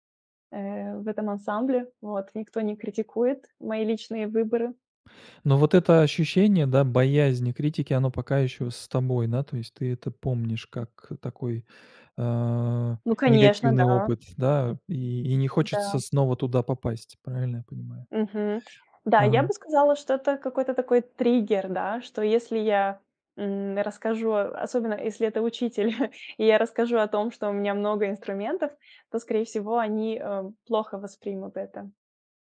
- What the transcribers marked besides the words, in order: chuckle
- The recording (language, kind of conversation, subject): Russian, advice, Как вы справляетесь со страхом критики вашего творчества или хобби?